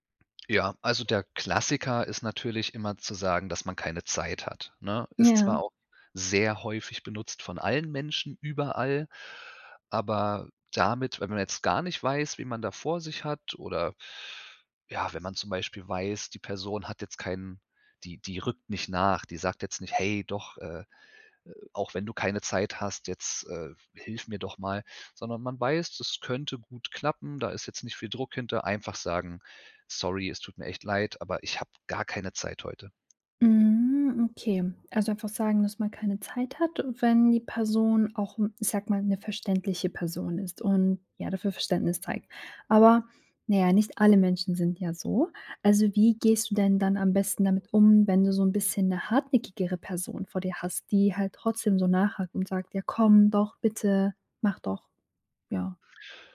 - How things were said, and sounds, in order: drawn out: "Mhm"
- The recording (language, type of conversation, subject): German, podcast, Wie sagst du Nein, ohne die Stimmung zu zerstören?